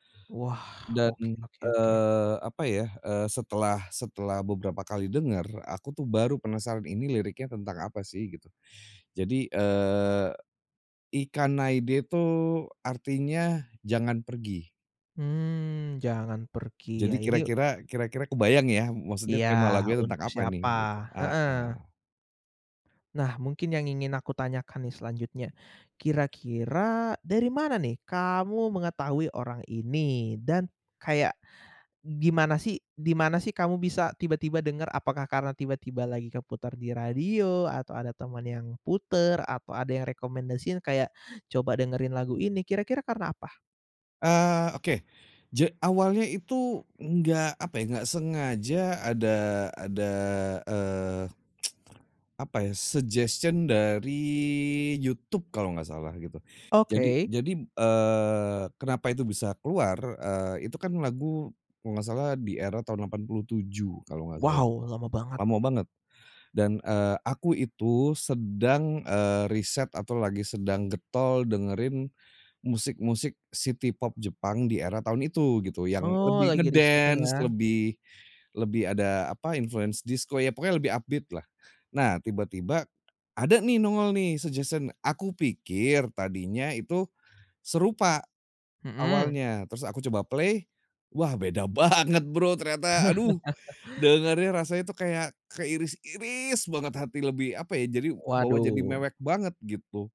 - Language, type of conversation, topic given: Indonesian, podcast, Lagu apa yang selalu membuat kamu baper, dan kenapa lagu itu begitu berkesan buat kamu?
- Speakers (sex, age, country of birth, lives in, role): male, 20-24, Indonesia, Indonesia, host; male, 40-44, Indonesia, Indonesia, guest
- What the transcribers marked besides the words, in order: tapping; tsk; lip trill; in English: "suggestion"; drawn out: "dari"; in English: "nge-dance"; in English: "influence"; in English: "up beat-lah"; in English: "suggestion"; in English: "play"; laughing while speaking: "banget"; chuckle; stressed: "keiris-iris"